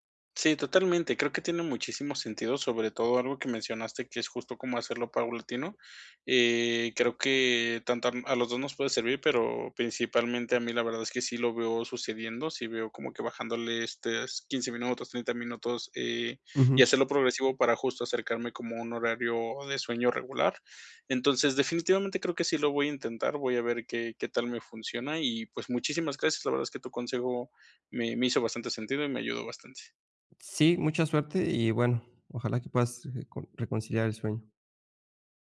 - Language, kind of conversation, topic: Spanish, advice, ¿Cómo puedo establecer una rutina de sueño consistente cada noche?
- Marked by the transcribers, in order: none